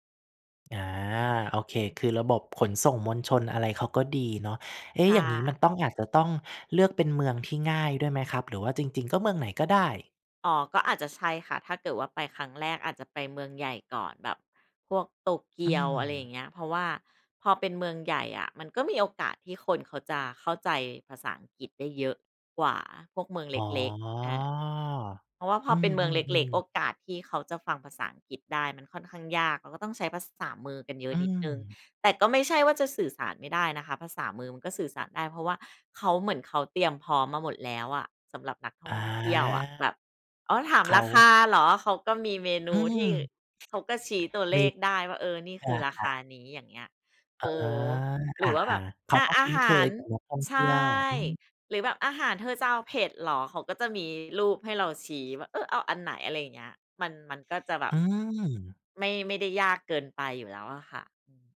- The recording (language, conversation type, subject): Thai, podcast, ช่วยเล่าเรื่องการเดินทางคนเดียวที่ประทับใจที่สุดของคุณให้ฟังหน่อยได้ไหม?
- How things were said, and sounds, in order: drawn out: "อ๋อ"; tapping; other background noise